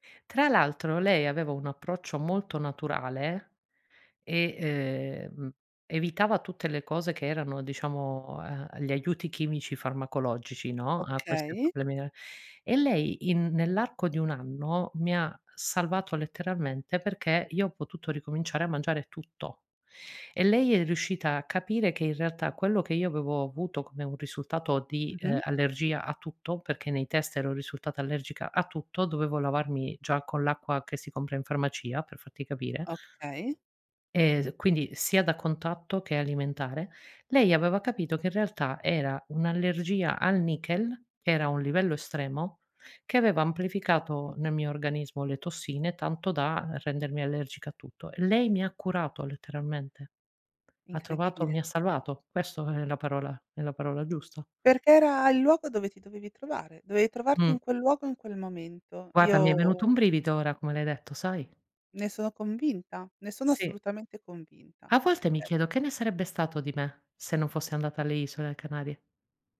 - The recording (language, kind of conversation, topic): Italian, podcast, Qual è stata una sfida che ti ha fatto crescere?
- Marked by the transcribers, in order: "dovevi" said as "tovevi"; other background noise